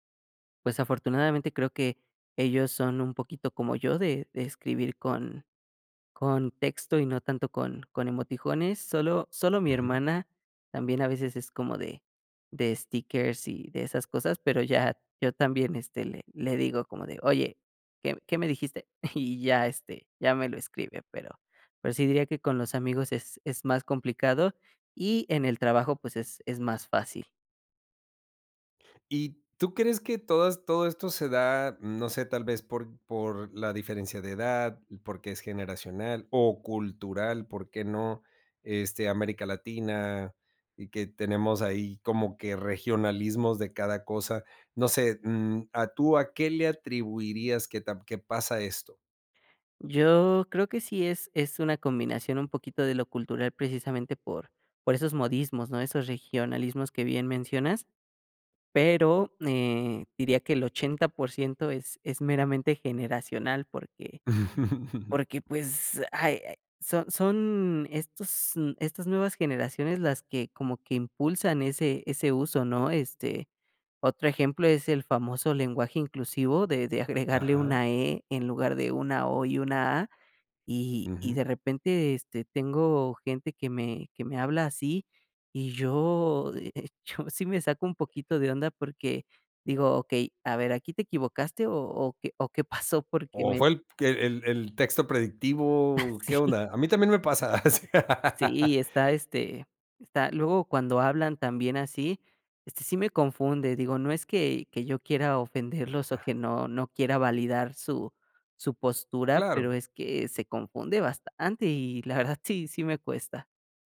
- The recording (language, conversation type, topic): Spanish, podcast, ¿Prefieres comunicarte por llamada, mensaje o nota de voz?
- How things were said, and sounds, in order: "emoticones" said as "emotijones"; chuckle; chuckle; laughing while speaking: "de hecho, sí me saco un poquito de onda"; chuckle; laughing while speaking: "Ah sí"; other background noise; laugh